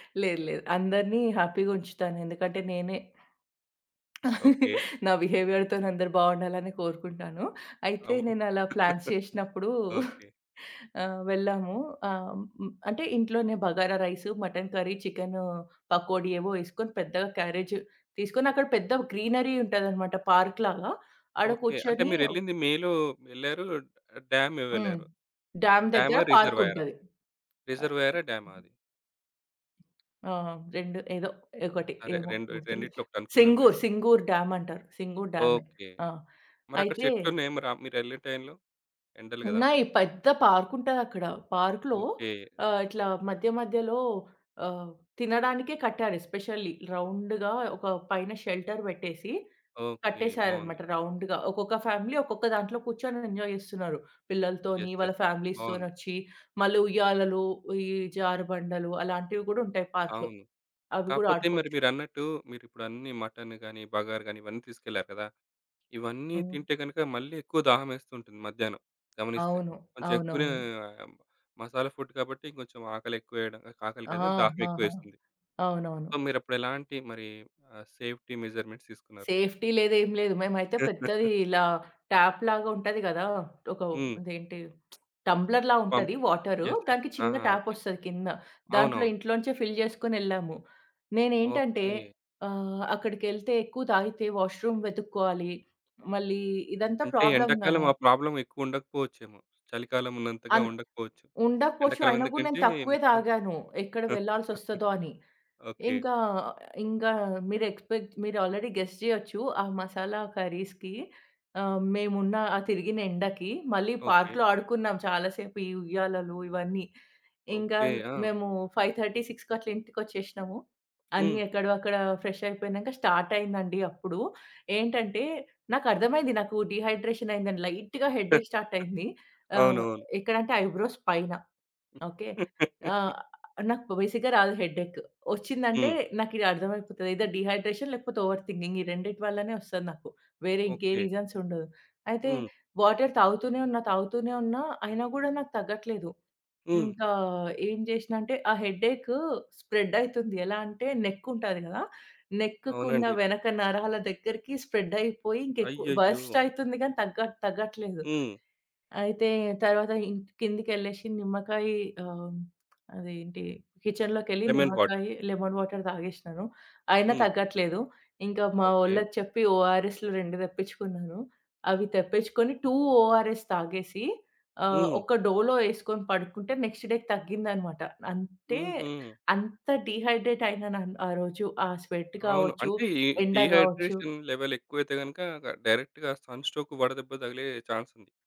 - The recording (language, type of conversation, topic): Telugu, podcast, హైడ్రేషన్ తగ్గినప్పుడు మీ శరీరం చూపించే సంకేతాలను మీరు గుర్తించగలరా?
- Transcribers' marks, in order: in English: "హ్యాపీగా"; other background noise; chuckle; in English: "బిహేవియర్‌తోని"; in English: "ప్లాన్స్"; chuckle; giggle; in English: "క్యారేజ్"; in English: "గ్రీనరీ"; in English: "పార్క్"; in English: "మేలో"; in English: "డ్యామ్"; tapping; in English: "పార్క్‌లో"; in English: "ఎస్పెషల్లీ రౌండ్‌గా"; in English: "షెల్టర్"; in English: "రౌండ్‌గా"; in English: "ఫ్యామిలీ"; in English: "ఎంజాయ్"; in English: "యెస్. యెస్"; in English: "ఫ్యామిలీస్‌తోని"; in English: "పార్క్‌లో"; in English: "ఫుడ్"; in English: "సో"; in English: "సేఫ్టీ మెజర్మెంట్స్"; in English: "సేఫ్టీ"; giggle; in English: "ట్యాప్‌లాగా"; lip smack; in English: "టంబ్లర్‌లా"; in English: "వాటర్"; in English: "పంప్. యెస్. యెస్"; in English: "ఫిల్"; in English: "వాష్‌రూమ్"; in English: "ప్రాబ్లమ్"; in English: "ప్రాబ్లమ్"; chuckle; in English: "ఎక్స్పెక్ట్"; in English: "ఆల్రెడీ గెస్"; in English: "కర్రీస్‌కి"; in English: "పార్క్‌లో"; in English: "ఫైవ్ థర్టీ సిక్స్‌కి"; in English: "ఫ్రెష్"; in English: "డీహైడ్రేషన్"; in English: "లైట్‌గా. హెడ్డేక్ స్టార్ట్"; chuckle; in English: "ఐబ్రోస్"; laugh; in English: "బేసిక్‌గా"; in English: "హెడ్డెక్"; in English: "ఐదర్ డీహైడ్రేషన్"; in English: "ఓవర్ థింకింగ్"; in English: "రీజన్స్"; in English: "వాటర్"; in English: "హెడ్డేక్ స్ప్రెడ్"; in English: "నెక్"; in English: "నెక్‌కి"; in English: "స్ప్రెడ్"; in English: "వర్స్ట్"; in English: "కిచెన్‌లోకి"; in English: "లెమన్ వాటర్"; in English: "లెమన్ వాటర్"; in English: "ఓఆర్ఎస్‌లు"; in English: "టూ ఓఆర్ఎస్"; in English: "నెక్స్ట్ డేకి"; in English: "డీహైడ్రేట్"; in English: "స్వెట్"; in English: "డీహైడ్రేషన్ లెవెల్"; in English: "డైరెక్ట్‌గా సన్ స్ట్రోక్"; in English: "చాన్స్"